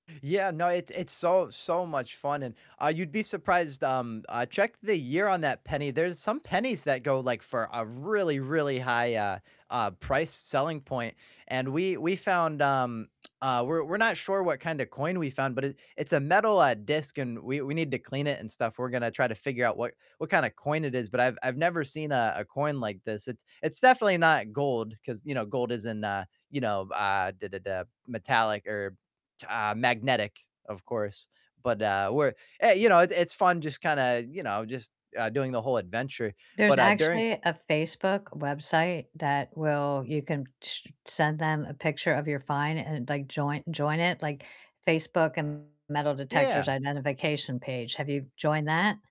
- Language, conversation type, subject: English, unstructured, What local hidden gem would you be excited to share with a friend, and why?
- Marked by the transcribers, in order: other background noise; distorted speech